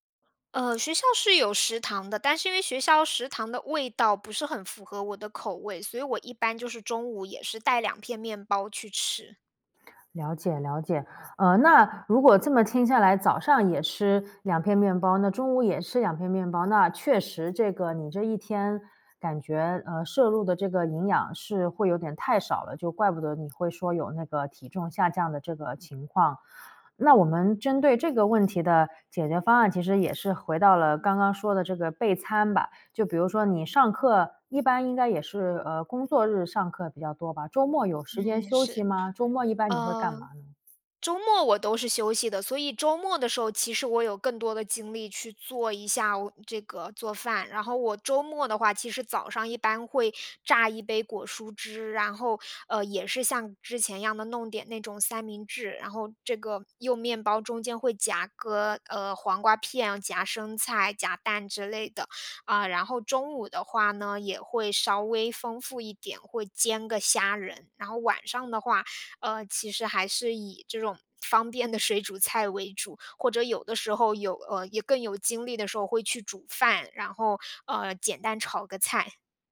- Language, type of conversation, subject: Chinese, advice, 你想如何建立稳定规律的饮食和备餐习惯？
- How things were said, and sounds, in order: other background noise; "用" said as "又"; laughing while speaking: "的"